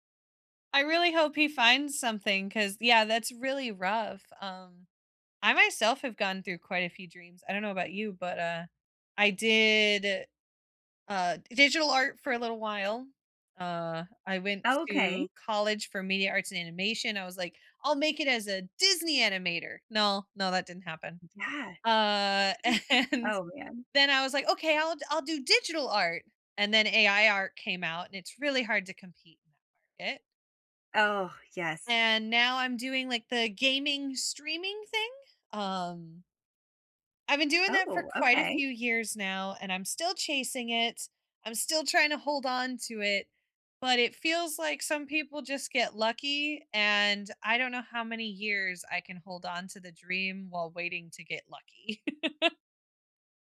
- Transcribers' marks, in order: other background noise; laughing while speaking: "and"; chuckle; laugh
- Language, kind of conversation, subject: English, unstructured, What dreams do you think are worth chasing no matter the cost?
- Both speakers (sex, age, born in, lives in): female, 30-34, United States, United States; female, 35-39, United States, United States